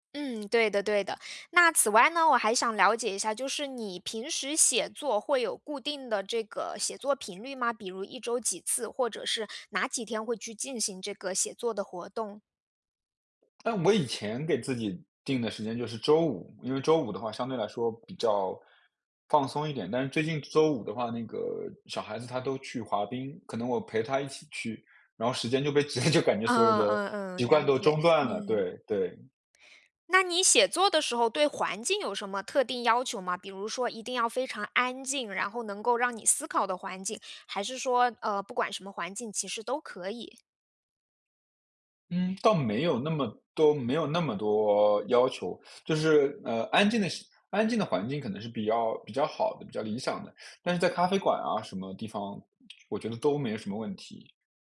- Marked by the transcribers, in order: laughing while speaking: "直接就感觉"; lip smack
- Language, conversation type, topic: Chinese, advice, 在忙碌中如何持续记录并养成好习惯？